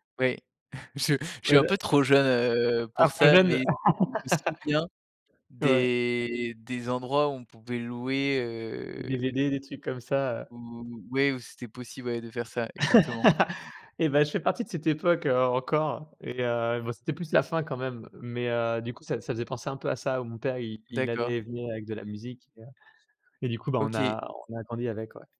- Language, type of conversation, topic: French, podcast, Comment ta famille a-t-elle influencé tes goûts musicaux ?
- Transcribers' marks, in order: chuckle; laugh; drawn out: "des"; tapping; drawn out: "heu"; laugh; other background noise